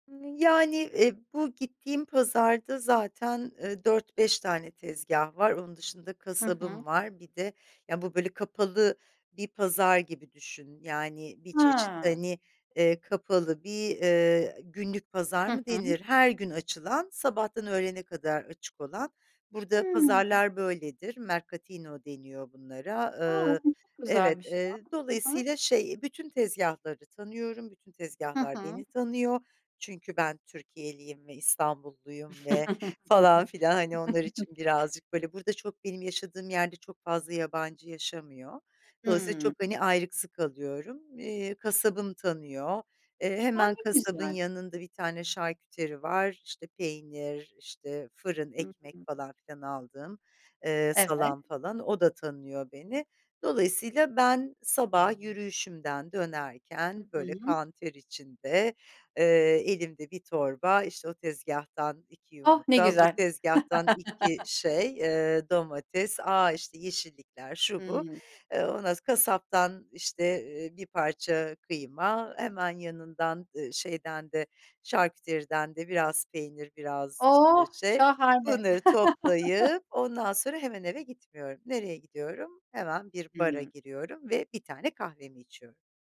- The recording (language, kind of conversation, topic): Turkish, podcast, Sabah rutinin nasıl?
- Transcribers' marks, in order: other background noise; tapping; chuckle; laugh; laugh